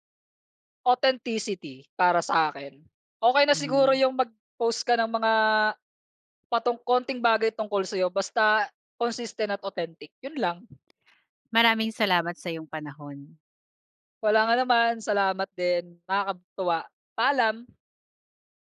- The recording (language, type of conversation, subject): Filipino, podcast, Paano nakaaapekto ang midyang panlipunan sa paraan ng pagpapakita mo ng sarili?
- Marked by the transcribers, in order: in English: "consistent"; in English: "authentic"